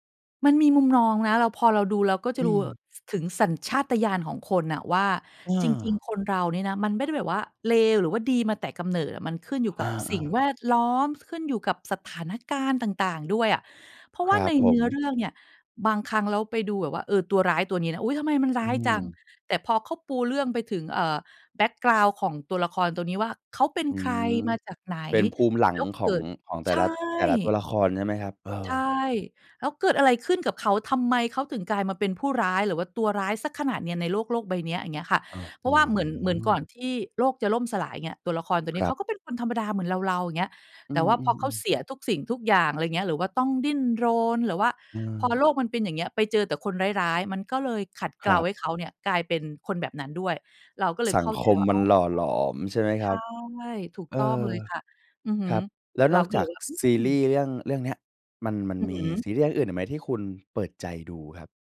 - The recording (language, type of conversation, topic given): Thai, podcast, ซีรีส์เรื่องไหนทำให้คุณติดงอมแงมจนวางไม่ลง?
- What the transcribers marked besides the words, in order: none